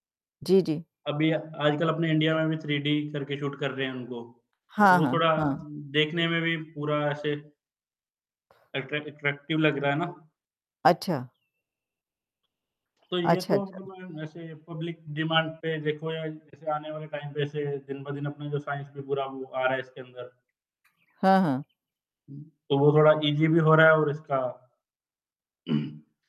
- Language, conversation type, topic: Hindi, unstructured, किस फिल्म का कौन-सा दृश्य आपको सबसे ज़्यादा प्रभावित कर गया?
- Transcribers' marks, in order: static; in English: "अट्रै अट्रैक्टिव"; bird; distorted speech; in English: "पब्लिक डिमांड"; in English: "टाइम"; in English: "साइंस"; in English: "ईज़ी"; throat clearing